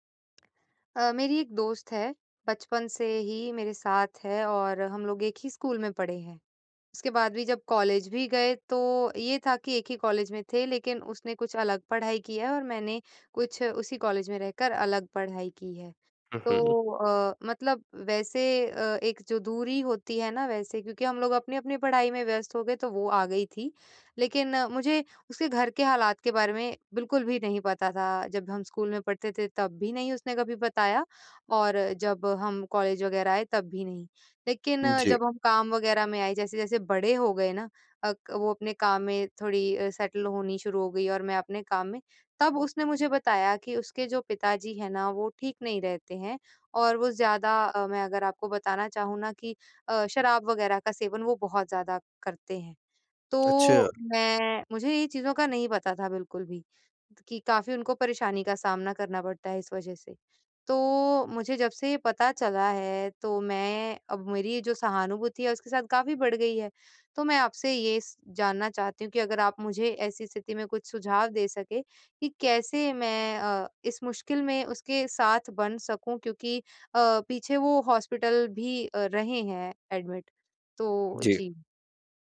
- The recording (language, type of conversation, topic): Hindi, advice, मैं मुश्किल समय में अपने दोस्त का साथ कैसे दे सकता/सकती हूँ?
- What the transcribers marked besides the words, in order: in English: "सेटल"; in English: "एडमिट"